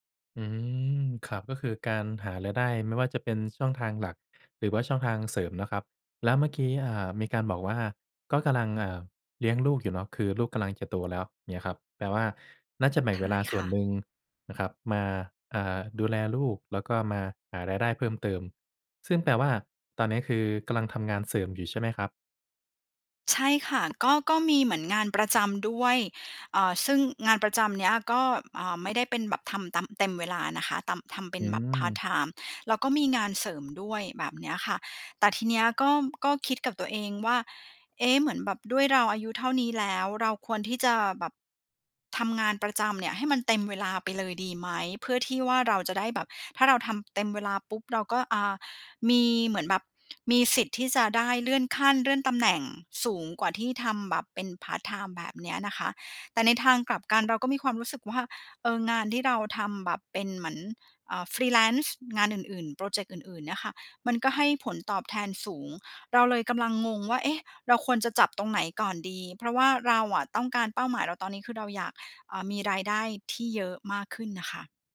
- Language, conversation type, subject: Thai, advice, ฉันควรจัดลำดับความสำคัญของเป้าหมายหลายอย่างที่ชนกันอย่างไร?
- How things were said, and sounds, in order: other background noise; in English: "freelance"